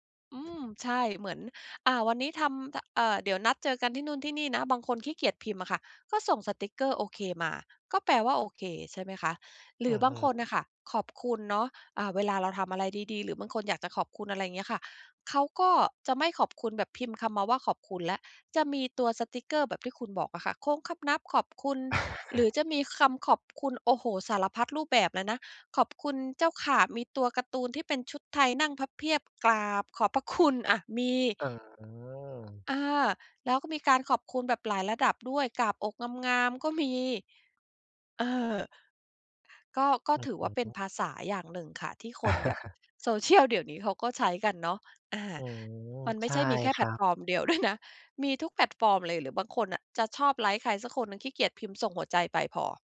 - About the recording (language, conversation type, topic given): Thai, podcast, ภาษากับวัฒนธรรมของคุณเปลี่ยนไปอย่างไรในยุคสื่อสังคมออนไลน์?
- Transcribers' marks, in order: tapping; laugh; chuckle; laughing while speaking: "ด้วยนะ"